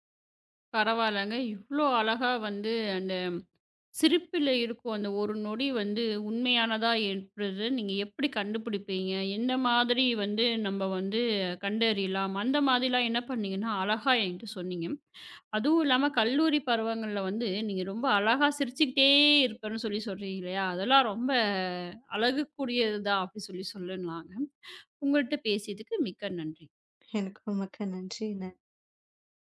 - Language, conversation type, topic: Tamil, podcast, சிரித்துக்கொண்டிருக்கும் போது அந்தச் சிரிப்பு உண்மையானதா இல்லையா என்பதை நீங்கள் எப்படி அறிகிறீர்கள்?
- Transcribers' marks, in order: other noise; tapping; sigh; drawn out: "சிரிச்சுக்கிட்டே"; sigh